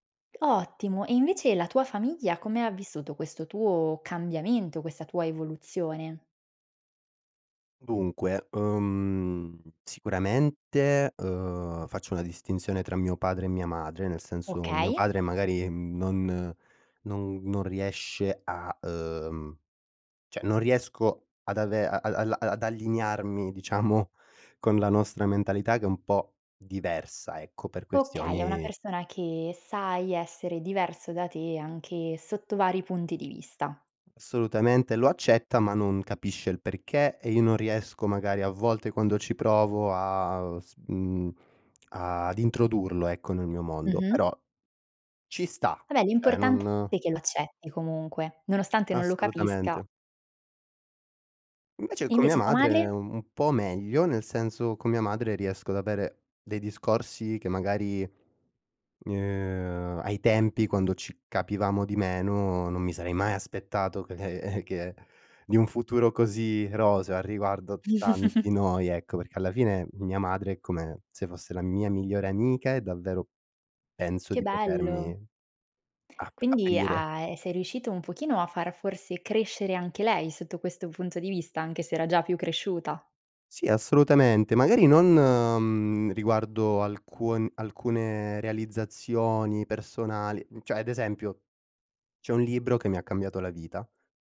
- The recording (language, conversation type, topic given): Italian, podcast, Qual è il primo passo da fare quando vuoi crescere?
- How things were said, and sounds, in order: "cioè" said as "ceh"; laughing while speaking: "diciamo"; tapping; "cioè" said as "ceh"; exhale; chuckle; "cioè" said as "ceh"